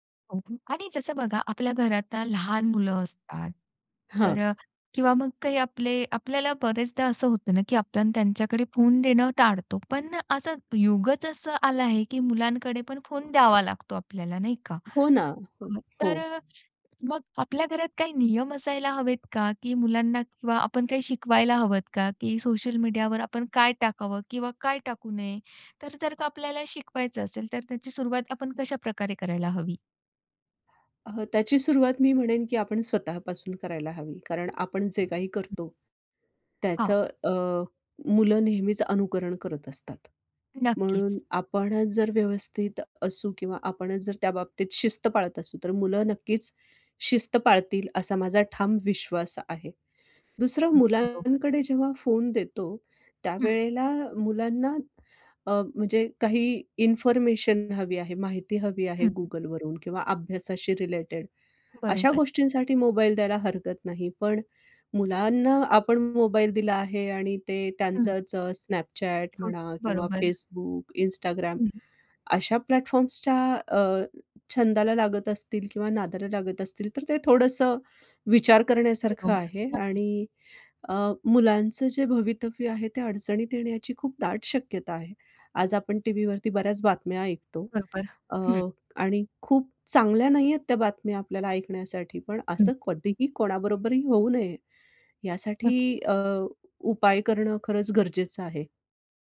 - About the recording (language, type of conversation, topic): Marathi, podcast, कुठल्या गोष्टी ऑनलाईन शेअर करू नयेत?
- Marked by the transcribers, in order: unintelligible speech; other noise; other background noise; "हवे" said as "हवेत"; "हवं" said as "हवंत"; tapping; in English: "प्लॅटफॉर्म्सच्या"; unintelligible speech